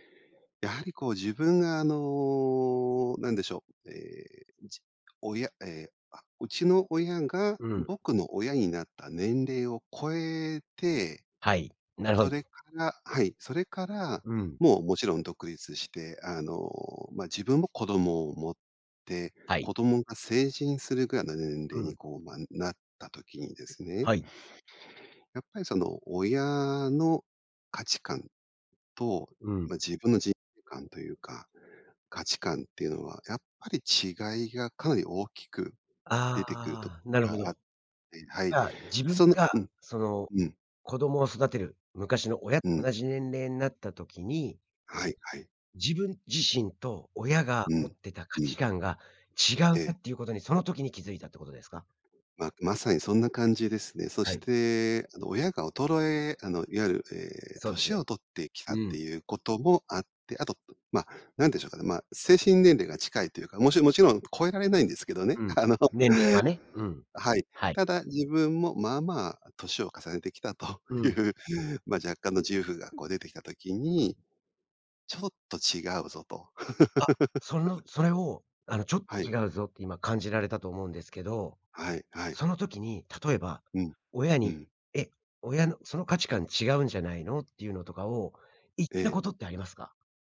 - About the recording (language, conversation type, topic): Japanese, podcast, 親との価値観の違いを、どのように乗り越えましたか？
- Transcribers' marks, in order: laughing while speaking: "あの"; laughing while speaking: "きたという"; laugh